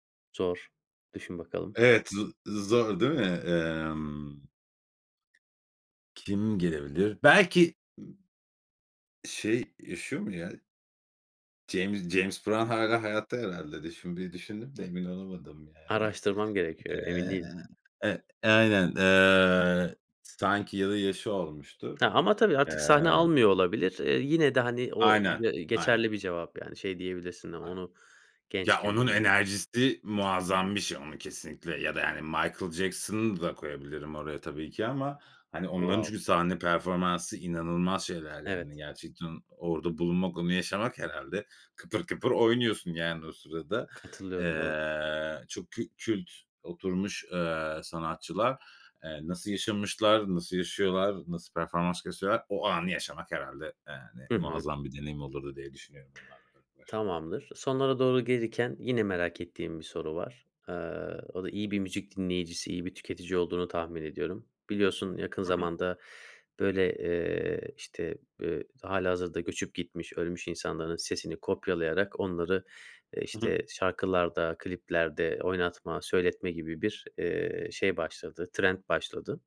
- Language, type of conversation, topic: Turkish, podcast, Müzik zevkini en çok kim ya da ne etkiledi?
- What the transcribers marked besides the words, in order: other background noise; tapping; unintelligible speech; in English: "Wow"